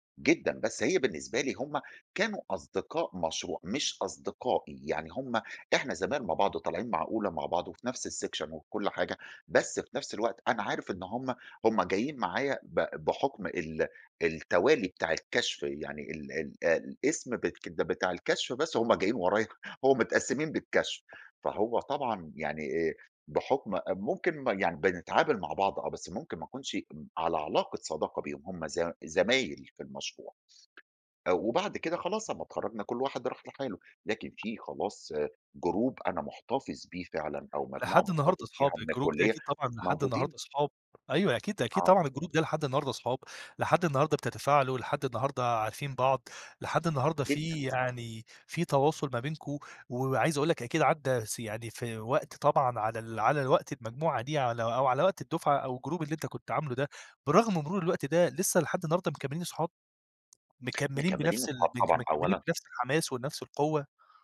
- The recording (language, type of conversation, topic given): Arabic, podcast, احكيلي عن أول مرة حسّيت إنك بتنتمي لمجموعة؟
- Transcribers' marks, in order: in English: "السِكشَن"; tapping; in English: "جروب"; in English: "الجروب"; in English: "الجروب"